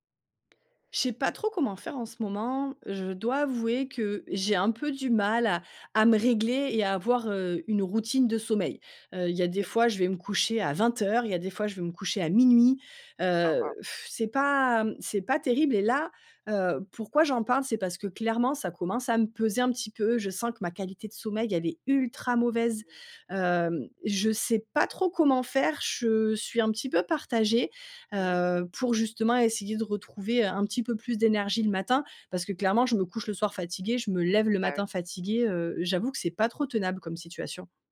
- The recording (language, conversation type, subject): French, advice, Pourquoi ai-je du mal à instaurer une routine de sommeil régulière ?
- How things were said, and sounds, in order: scoff